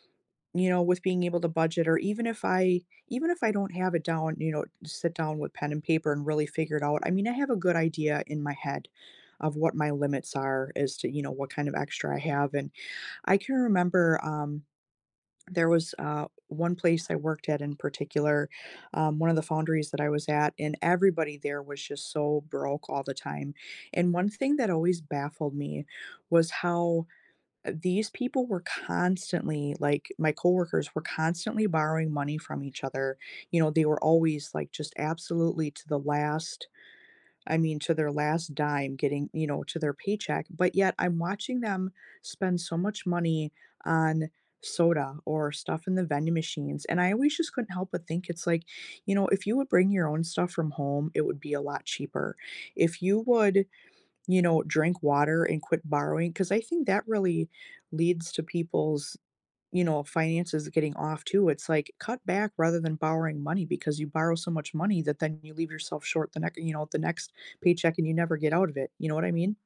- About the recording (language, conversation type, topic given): English, unstructured, How can I create the simplest budget?
- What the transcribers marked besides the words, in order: stressed: "constantly"